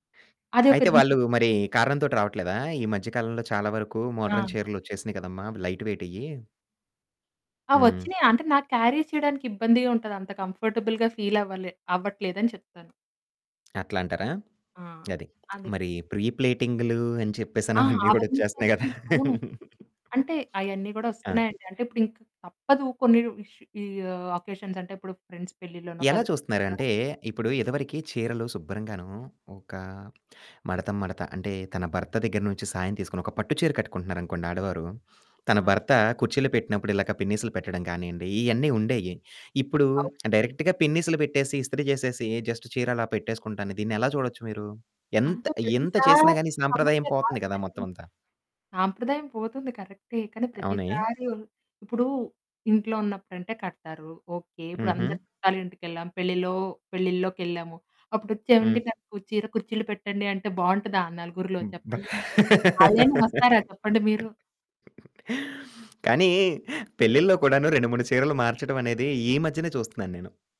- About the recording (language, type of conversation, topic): Telugu, podcast, సాంప్రదాయాన్ని ఆధునికతతో కలిపి అనుసరించడం మీకు ఏ విధంగా ఇష్టం?
- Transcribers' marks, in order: in English: "రీజన్"; in English: "మోడర్న్"; static; in English: "లైట్"; in English: "క్యారీ"; in English: "కంఫర్టబుల్‌గా ఫీల్"; in English: "ప్రీ"; laughing while speaking: "చెప్పేసి అని అవన్నీ కూడా వొచ్చేస్తున్నాయి కదా!"; distorted speech; other background noise; in English: "అకేషన్స్"; in English: "ఫ్రెండ్స్"; in English: "కజిన్స్"; tapping; in English: "డైరెక్ట్‌గా"; in English: "జస్ట్"; laugh